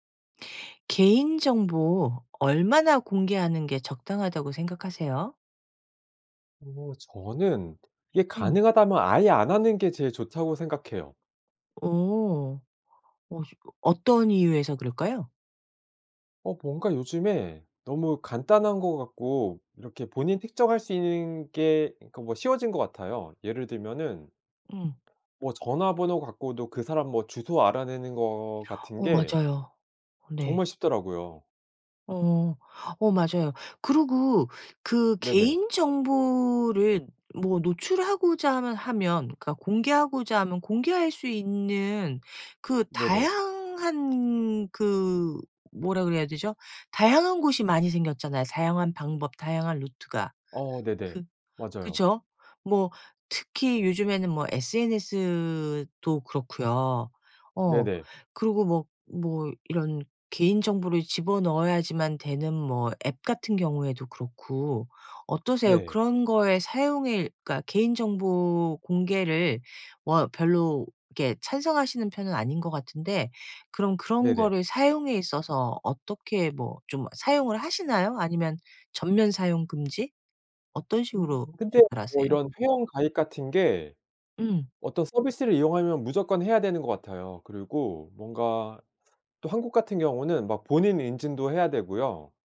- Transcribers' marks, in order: other background noise; in English: "SNS도"
- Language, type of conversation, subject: Korean, podcast, 개인정보는 어느 정도까지 공개하는 것이 적당하다고 생각하시나요?